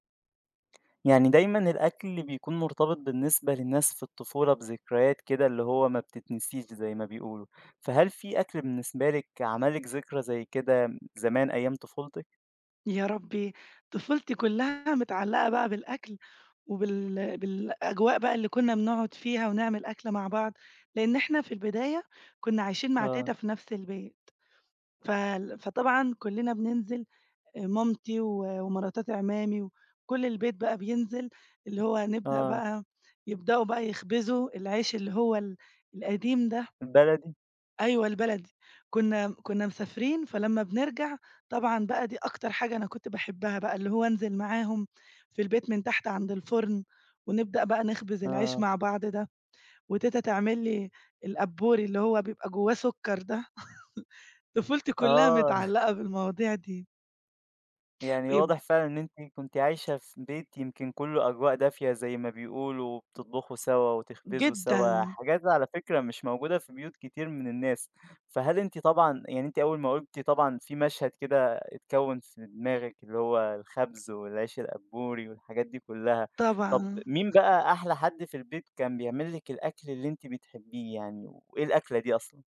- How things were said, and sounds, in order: tapping; other background noise; laugh; chuckle
- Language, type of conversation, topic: Arabic, podcast, إيه ذكريات الطفولة المرتبطة بالأكل اللي لسه فاكراها؟